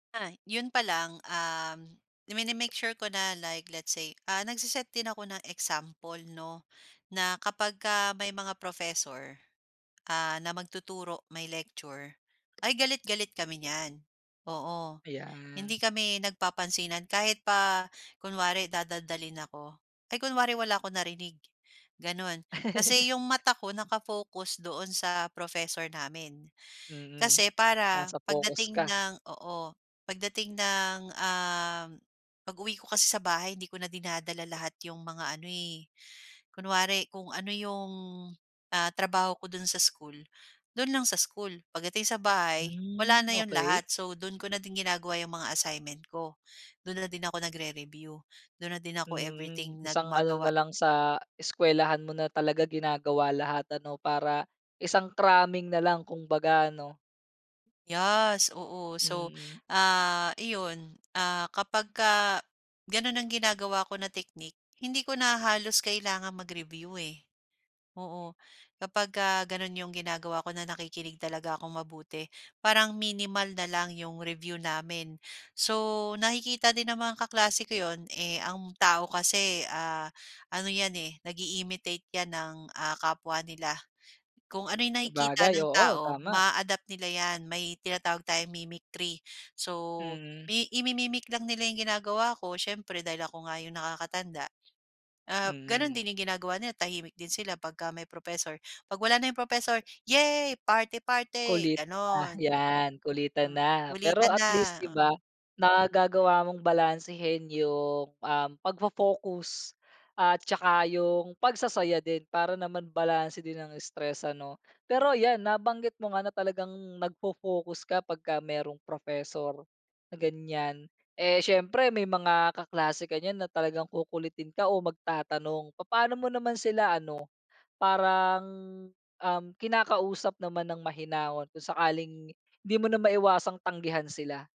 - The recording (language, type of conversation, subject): Filipino, podcast, Paano mo karaniwang nilalabanan ang stress sa trabaho o sa paaralan?
- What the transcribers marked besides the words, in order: chuckle; in English: "cramming"; "Yes" said as "yas"; in English: "mimicry"